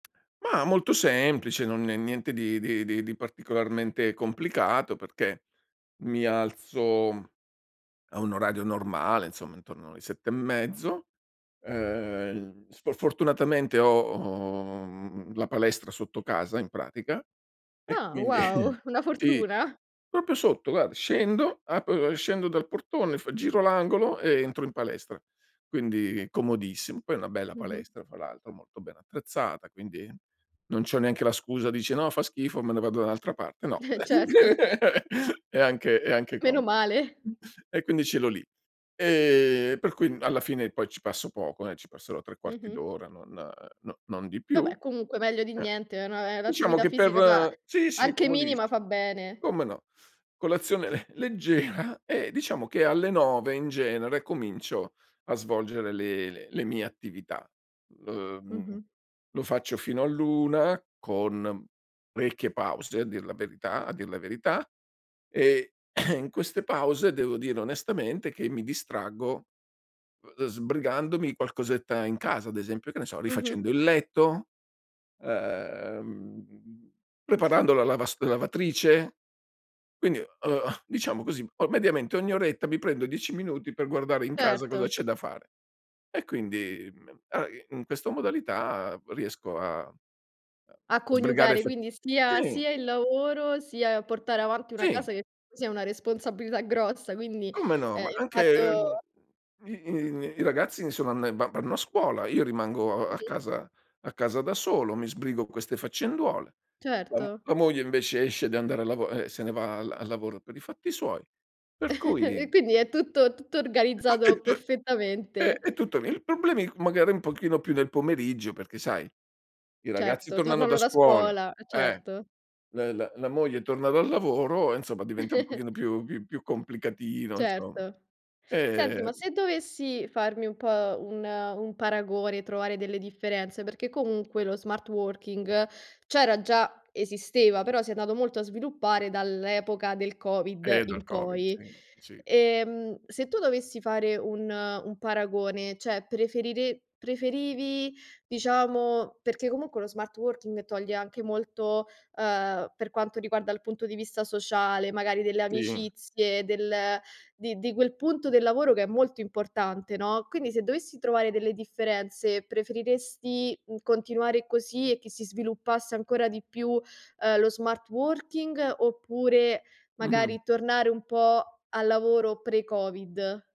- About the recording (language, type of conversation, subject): Italian, podcast, Com’è organizzato il lavoro da remoto nella vostra realtà?
- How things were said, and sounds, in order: other background noise; cough; "proprio" said as "propio"; laughing while speaking: "wow"; laughing while speaking: "Eh certo"; laugh; chuckle; laughing while speaking: "le leggera"; cough; unintelligible speech; chuckle; tapping; unintelligible speech; unintelligible speech; chuckle; "cioè" said as "ceh"